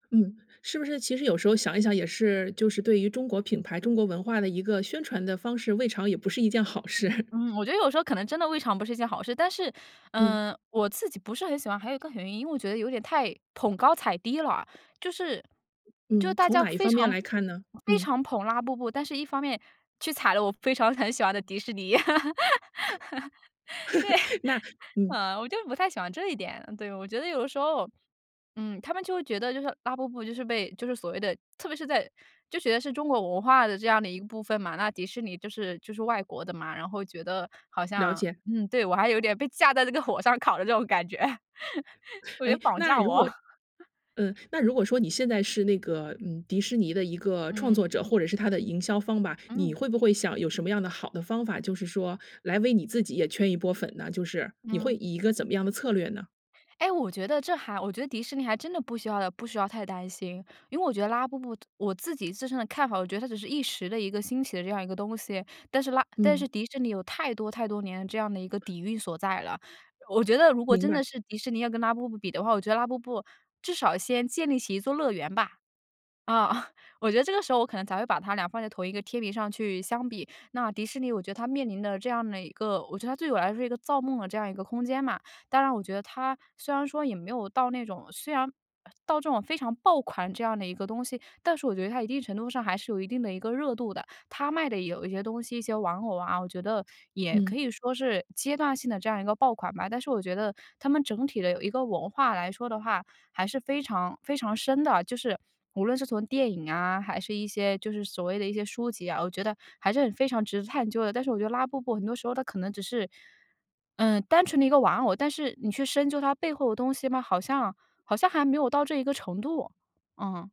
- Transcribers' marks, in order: laughing while speaking: "好事"; other background noise; laugh; laughing while speaking: "对"; laugh; joyful: "被架在这个火上烤的这种感觉"; laugh; chuckle
- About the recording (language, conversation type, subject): Chinese, podcast, 你怎么看待“爆款”文化的兴起？